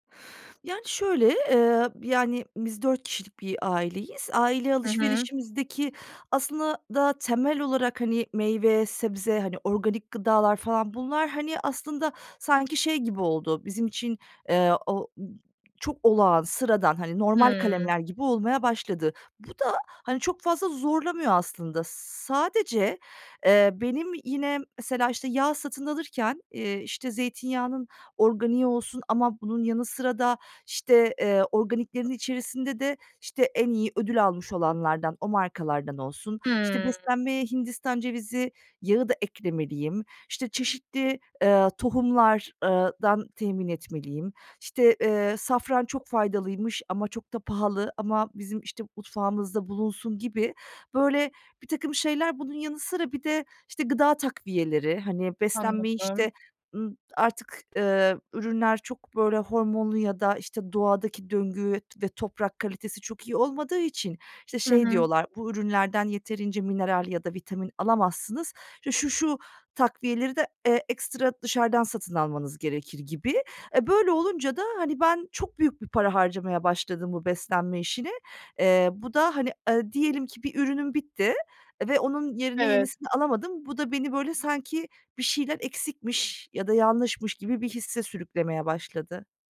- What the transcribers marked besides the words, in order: tapping; other noise; other background noise
- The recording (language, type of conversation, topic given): Turkish, advice, Bütçem kısıtlıyken sağlıklı alışverişi nasıl daha kolay yapabilirim?